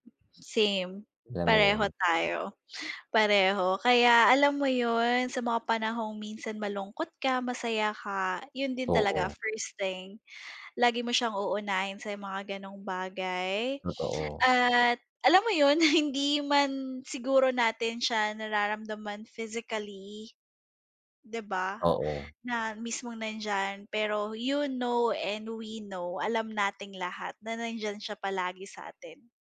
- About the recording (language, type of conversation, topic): Filipino, unstructured, Ano ang mga paborito mong ginagawa para mapawi ang lungkot?
- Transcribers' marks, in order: other background noise; alarm; chuckle